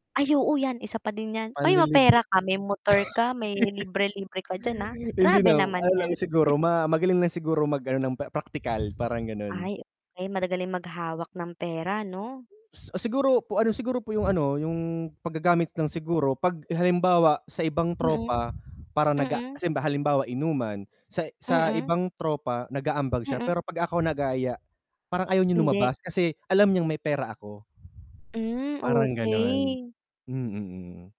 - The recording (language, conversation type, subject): Filipino, unstructured, Ano ang gagawin mo kapag nararamdaman mong ginagamit ka lang?
- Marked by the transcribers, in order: other background noise; laugh; tapping; static; distorted speech; chuckle